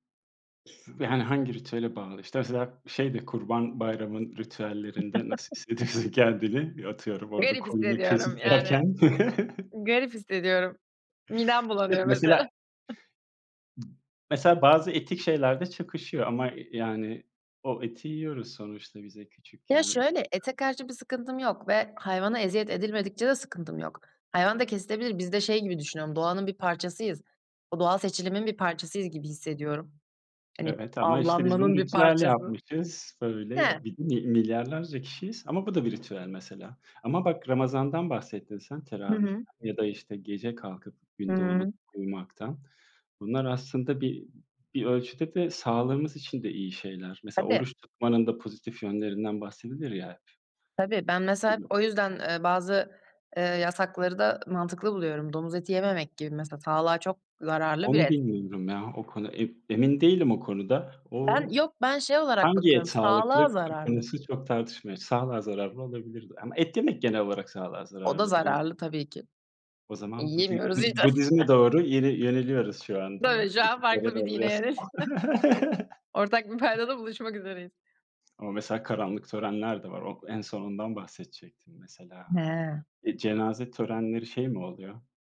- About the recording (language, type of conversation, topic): Turkish, unstructured, Dini törenlerde en çok hangi duyguları yaşıyorsun?
- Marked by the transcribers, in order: unintelligible speech; giggle; laughing while speaking: "kendini? Atıyorum orada koyunu kesip yerken"; chuckle; other background noise; laughing while speaking: "mesela"; chuckle; laughing while speaking: "işte. Tabii şu an farklı bir dine yöneldik"; chuckle; tapping; unintelligible speech; chuckle